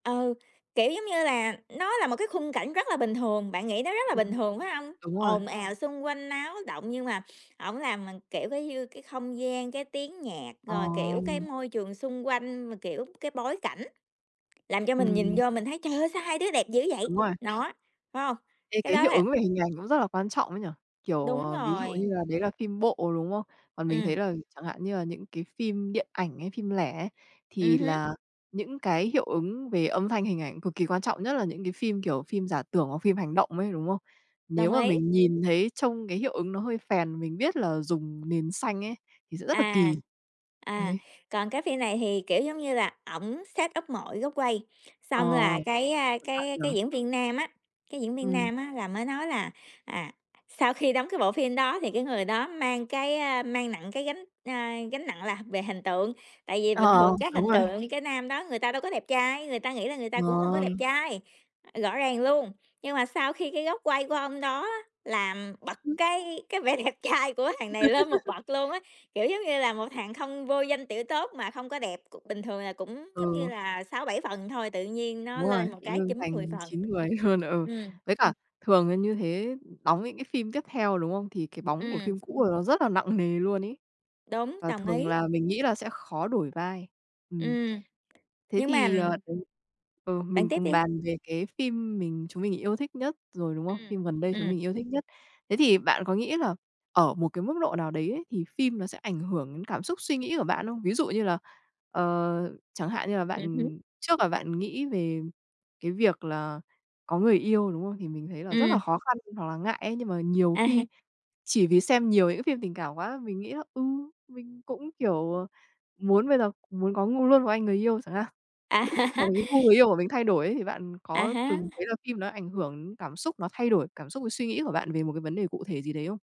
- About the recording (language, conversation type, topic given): Vietnamese, unstructured, Phim yêu thích của bạn là gì và vì sao bạn thích phim đó?
- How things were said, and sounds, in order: tapping; other background noise; in English: "setup"; laughing while speaking: "đẹp trai"; laugh; laughing while speaking: "luôn"; laugh; laugh